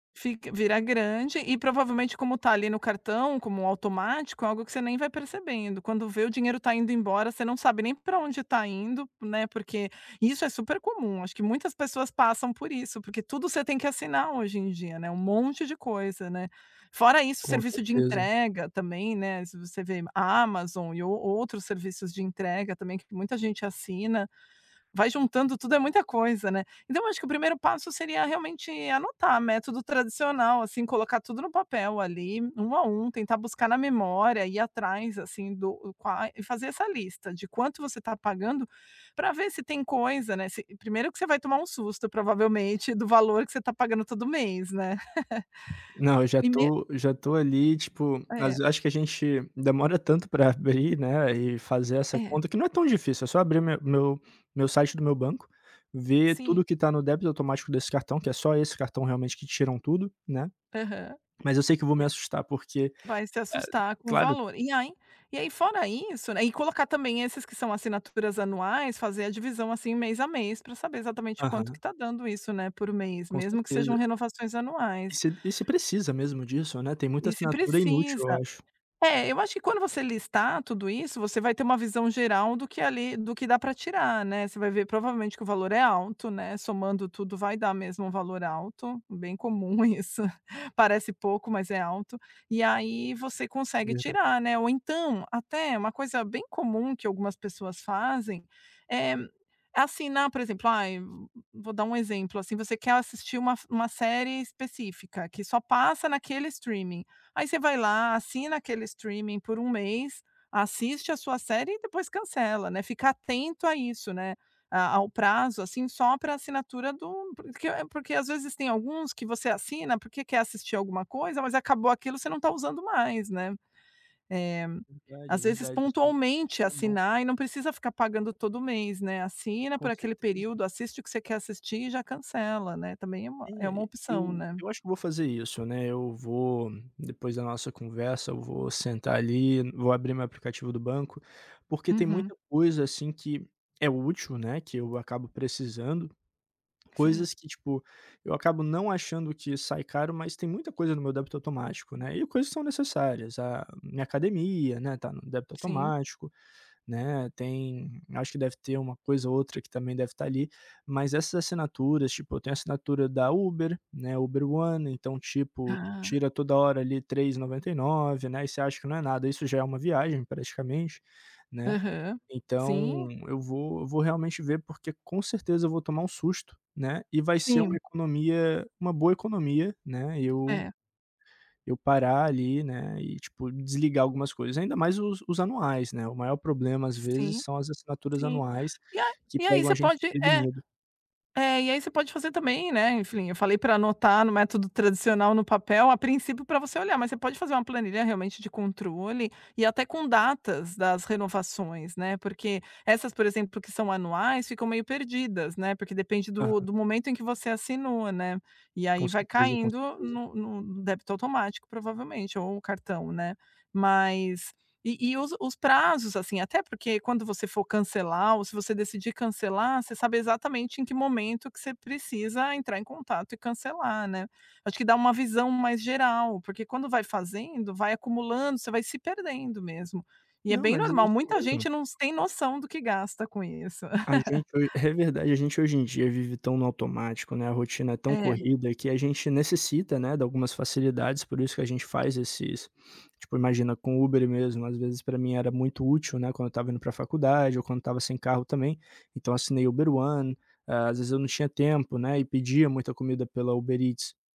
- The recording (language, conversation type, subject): Portuguese, advice, Como você lida com o fato de assinar vários serviços e esquecer de cancelá-los, gerando um gasto mensal alto?
- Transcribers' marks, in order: tapping; laugh; laughing while speaking: "isso"; laugh; laughing while speaking: "É"